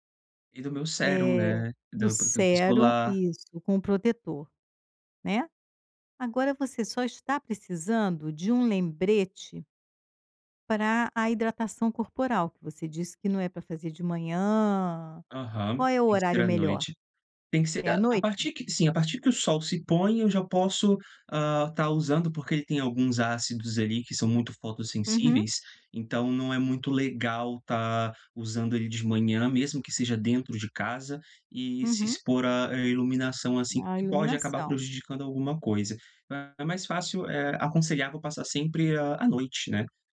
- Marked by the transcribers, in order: none
- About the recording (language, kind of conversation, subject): Portuguese, advice, Como lidar com a culpa por não conseguir seguir suas metas de bem-estar?